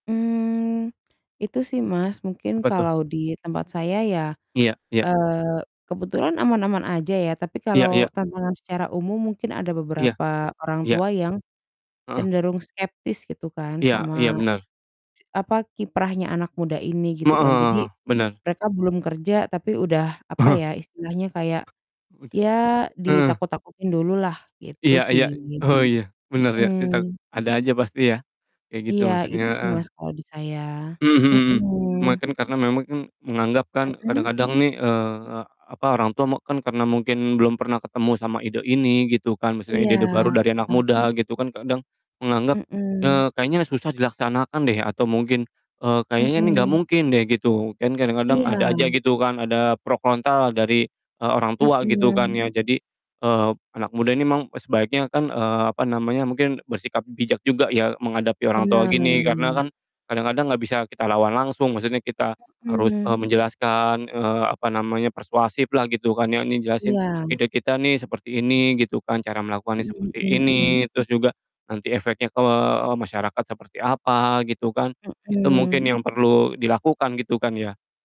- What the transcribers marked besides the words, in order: static; chuckle; distorted speech; other background noise
- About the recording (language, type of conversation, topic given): Indonesian, unstructured, Bagaimana peran pemuda dalam mendorong perubahan sosial di sekitar kita?